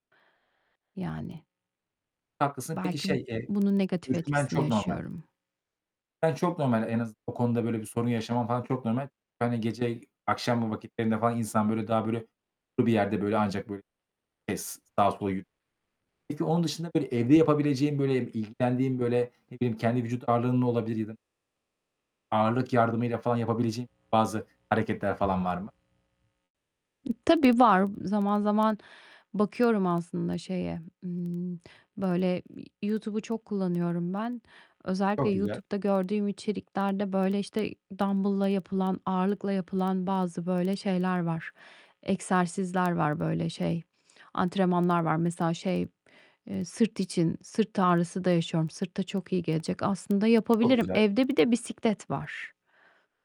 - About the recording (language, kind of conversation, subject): Turkish, advice, Güne nasıl daha enerjik başlayabilir ve günümü nasıl daha verimli kılabilirim?
- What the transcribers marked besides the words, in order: distorted speech; unintelligible speech; other background noise; unintelligible speech; unintelligible speech